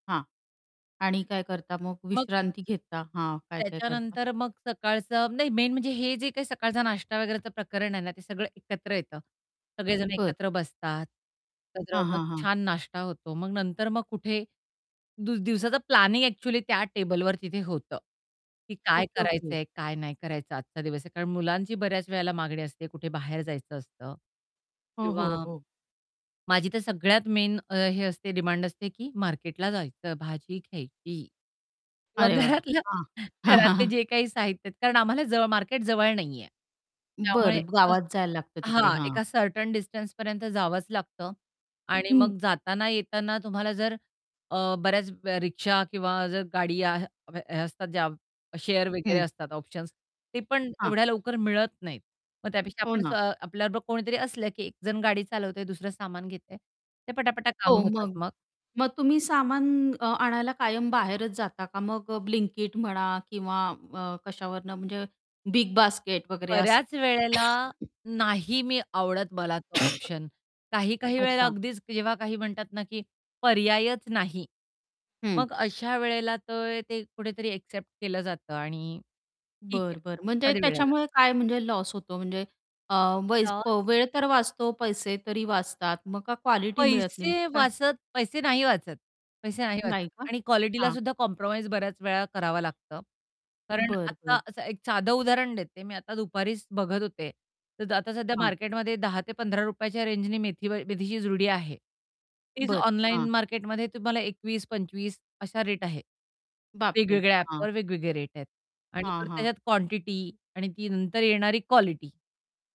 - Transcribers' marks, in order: in English: "मेन"; other background noise; distorted speech; in English: "मेन"; laughing while speaking: "घरातल्या"; chuckle; other noise; in English: "शेअर"; cough; laughing while speaking: "वाचत"
- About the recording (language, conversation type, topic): Marathi, podcast, साप्ताहिक सुट्टीत तुम्ही सर्वात जास्त काय करायला प्राधान्य देता?